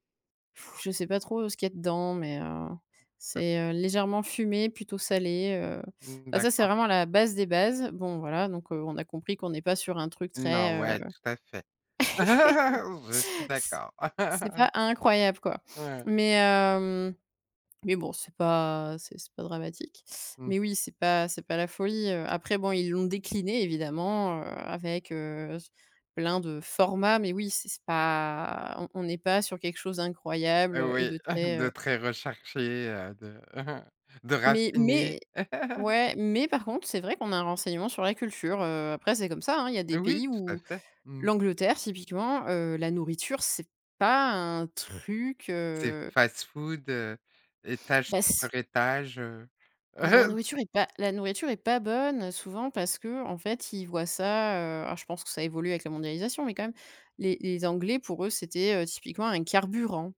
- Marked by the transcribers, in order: blowing; unintelligible speech; other background noise; laugh; giggle; chuckle; drawn out: "pas"; chuckle; chuckle; chuckle
- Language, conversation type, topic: French, podcast, Qu’est-ce qui te donne envie de goûter un plat inconnu en voyage ?